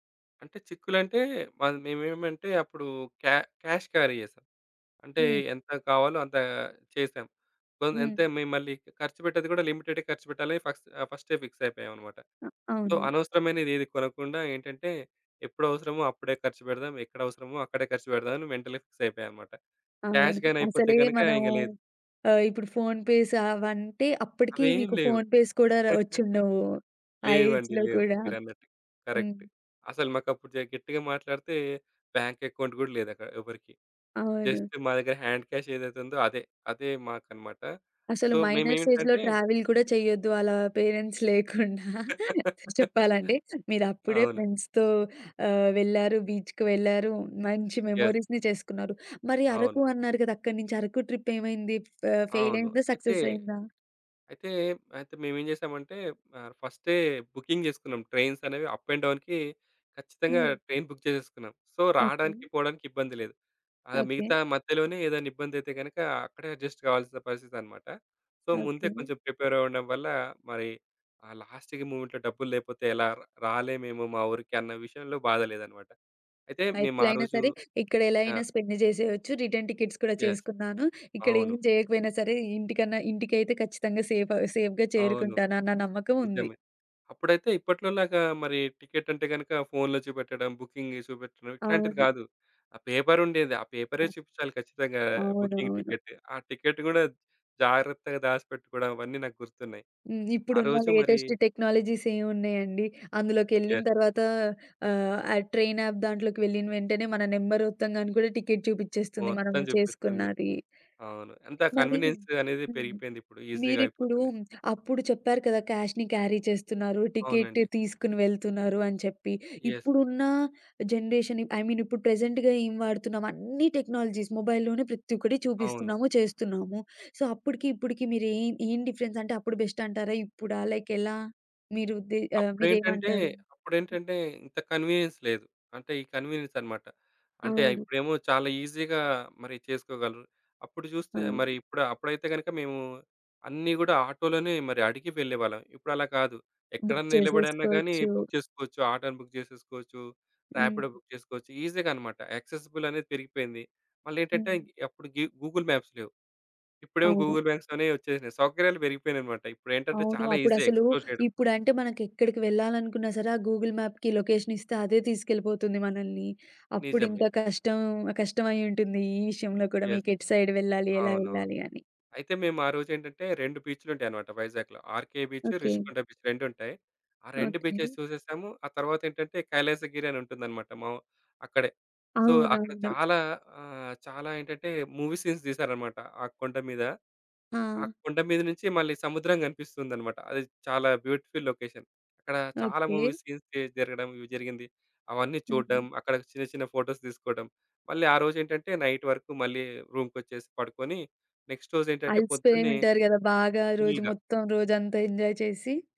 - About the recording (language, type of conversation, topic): Telugu, podcast, మీకు గుర్తుండిపోయిన ఒక జ్ఞాపకాన్ని చెప్పగలరా?
- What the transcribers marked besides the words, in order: in English: "క్యా క్యాష్ క్యారీ"; in English: "సో"; in English: "లిమిటెడ్‌గా"; in English: "సో"; in English: "మెంటల్‌గా ఫిక్స్"; in English: "క్యాష్"; in English: "ఫోన్ పేస్"; in English: "ఫోన్ పేస్"; chuckle; in English: "కరెక్ట్"; in English: "ఏజ్‌లో"; other background noise; in English: "బ్యాంక్ అకౌంట్"; in English: "జస్ట్"; in English: "హాండ్ క్యాష్"; in English: "సో"; in English: "మైనర్స్ ఏజ్‌లో ట్రావెల్"; in English: "పేరెంట్స్"; laughing while speaking: "లేకుండా"; laugh; in English: "ఫ్రెండ్స్‌తో"; in English: "బీచ్‌కి"; in English: "మెమోరీస్‌ని"; in English: "యెస్"; in English: "బుకింగ్"; in English: "ట్రైన్స్"; in English: "అప్ అండ్ డౌన్‌కి"; in English: "ట్రైన్ బుక్"; in English: "సో"; in English: "అడ్జస్ట్"; in English: "అడ్జస్ట్"; in English: "ప్రిపేర్"; in English: "లాస్ట్‌కి మొవ్‌మెంట్‌లో"; tapping; in English: "స్పెండ్"; in English: "రిటర్న్ టికెట్స్"; in English: "యెస్"; in English: "సేఫ్‌గా"; in English: "టికెట్"; in English: "బుకింగ్"; in English: "బుకింగ్ టికెట్"; in English: "టికెట్"; in English: "లేటెస్ట్ టెక్నాలజీస్"; in English: "ట్రైన్ యాప్"; in English: "నంబర్"; in English: "టికెట్"; in English: "కన్వీనియన్స్"; in English: "ఈజీగా"; in English: "క్యాష్‌ని క్యారీ"; in English: "టికెట్"; in English: "జనరేషన్ ఐ మీన్"; in English: "యెస్"; in English: "ప్రెజెంట్‌గా"; stressed: "అన్ని"; in English: "టెక్నాలజీస్ మొబైల్‌లోనే"; in English: "సో"; in English: "డిఫరెన్స్"; in English: "బెస్ట్"; in English: "లైక్"; in English: "కన్వీనియన్స్"; in English: "కన్వీనియన్స్"; in English: "ఈజీగా"; in English: "బుక్"; in English: "బుక్"; in English: "బుక్"; in English: "రాపిడో బుక్"; in English: "ఈజీగా"; in English: "యాక్సెసిబుల్"; in English: "గూగుల్ మాప్స్"; in English: "గూగుల్ మ్యాప్స్"; in English: "ఈజీ ఎక్స్‌ఫ్లోర్"; in English: "గూగుల్ మ్యాప్‌కి లొకేషన్"; in English: "యెస్"; in English: "సైడ్"; in English: "ఆర్‌కే బీచ్"; in English: "బీచ్"; in English: "బీచెస్"; in English: "సో"; in English: "మూవీ సీన్స్"; in English: "బ్యూటిఫుల్ లొకేషన్"; in English: "మూవీస్ సీన్స్"; in English: "ఫోటోస్"; in English: "నైట్"; in English: "నెక్స్ట్"; in English: "ఫుల్‌గా"; in English: "ఎంజాయ్"